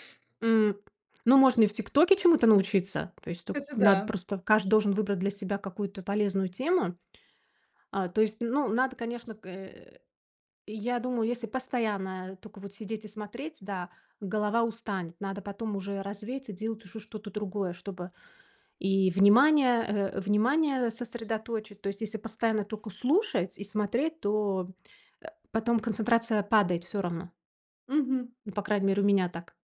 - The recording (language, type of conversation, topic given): Russian, podcast, Какой навык вы недавно освоили и как вам это удалось?
- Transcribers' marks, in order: none